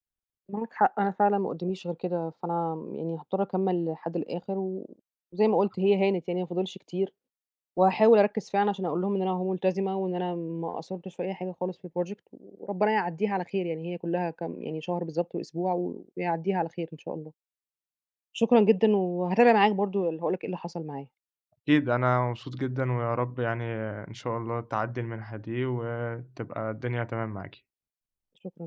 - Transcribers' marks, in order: other background noise; in English: "الproject"
- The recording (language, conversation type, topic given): Arabic, advice, إزاي أقدر أتغلب على صعوبة إني أخلّص مشاريع طويلة المدى؟
- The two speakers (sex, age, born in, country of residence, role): female, 30-34, United Arab Emirates, Egypt, user; male, 20-24, Egypt, Egypt, advisor